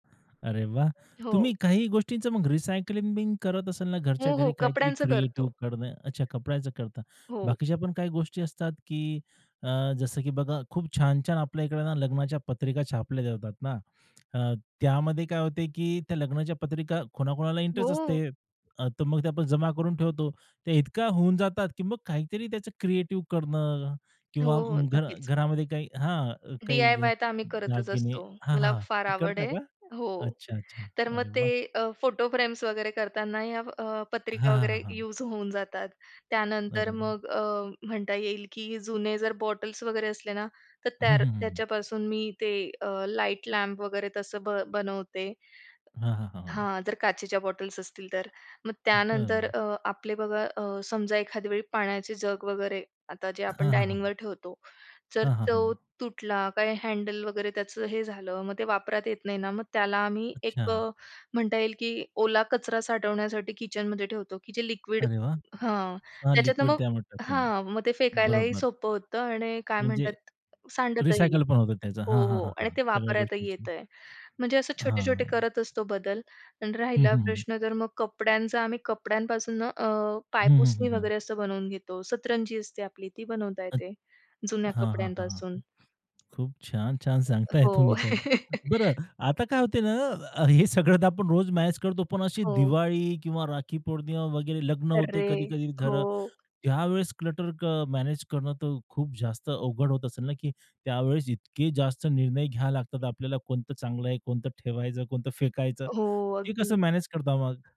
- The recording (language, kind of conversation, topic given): Marathi, podcast, घरात अनावश्यक सामानाचा गोंधळ होऊ नये म्हणून तुम्ही रोज काय करता?
- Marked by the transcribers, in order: tapping; other background noise; in English: "रिसायकलिंग बिन"; in English: "डीआयवाय"; other noise; in English: "लाईट लॅम्प"; in English: "हँडल"; in English: "लिक्विड"; in English: "लिक्विड"; in English: "रिसायकल"; unintelligible speech; laughing while speaking: "तुम्ही तर"; laugh; laughing while speaking: "हे सगळं आपण"; in English: "क्लटर"